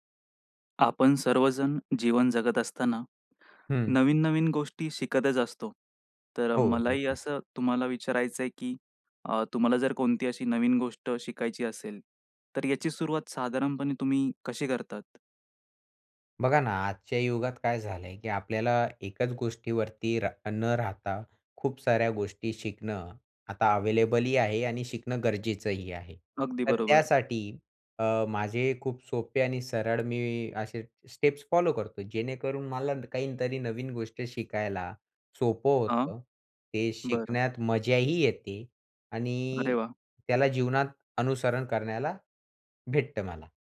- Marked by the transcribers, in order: other background noise; in English: "स्टेप्स"
- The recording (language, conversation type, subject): Marathi, podcast, स्वतःहून काहीतरी शिकायला सुरुवात कशी करावी?